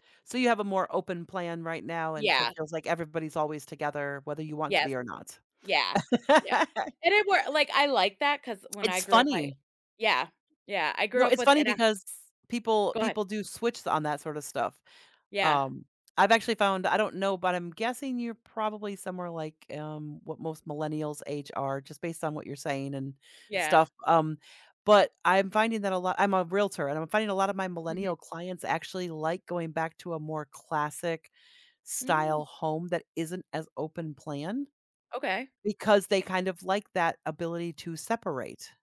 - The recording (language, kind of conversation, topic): English, unstructured, What factors influence your decision to go out or stay in?
- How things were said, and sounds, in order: laugh; other background noise